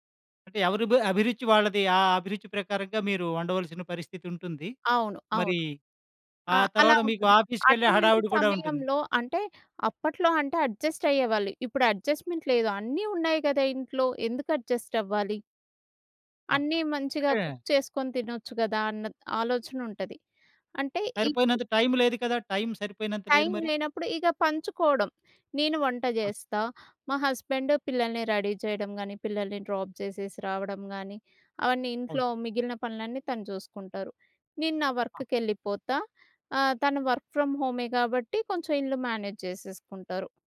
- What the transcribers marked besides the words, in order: in English: "ఆఫీస్‌కేళ్ళే"; tapping; in English: "అడ్జస్ట్"; in English: "అడ్జస్ట్మెంట్"; in English: "అడ్జస్ట్"; in English: "కుక్"; in English: "హస్బెండ్"; in English: "రెడీ"; in English: "డ్రాప్"; in English: "వర్క్‌కేళ్ళిపోతా"; in English: "మేనేజ్"
- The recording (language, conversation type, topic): Telugu, podcast, మీ పని పంచుకునేటప్పుడు ఎక్కడ నుంచీ మొదలుపెడతారు?